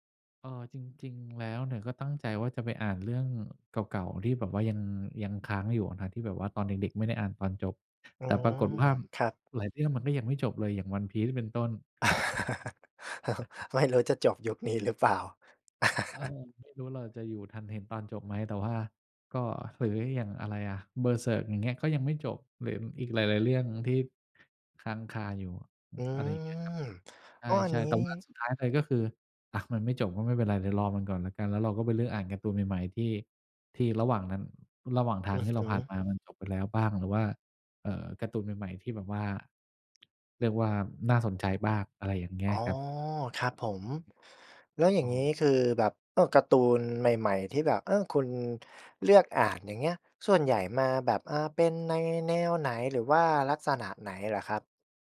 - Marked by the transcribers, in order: chuckle; chuckle
- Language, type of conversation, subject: Thai, podcast, ช่วงนี้คุณได้กลับมาทำงานอดิเรกอะไรอีกบ้าง แล้วอะไรทำให้คุณอยากกลับมาทำอีกครั้ง?
- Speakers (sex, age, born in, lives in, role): male, 25-29, Thailand, Thailand, host; male, 50-54, Thailand, Thailand, guest